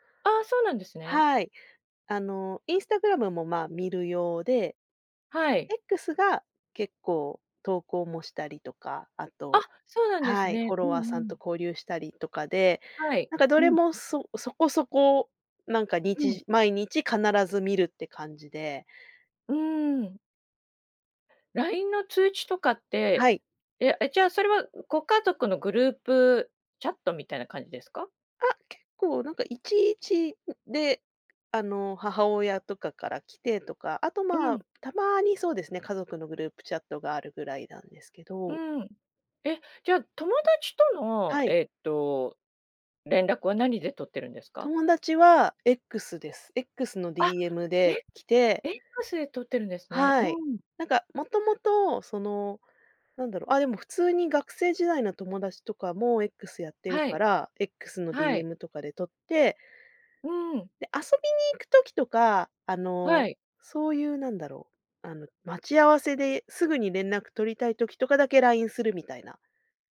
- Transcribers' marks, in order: none
- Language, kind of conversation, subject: Japanese, podcast, SNSとどう付き合っていますか？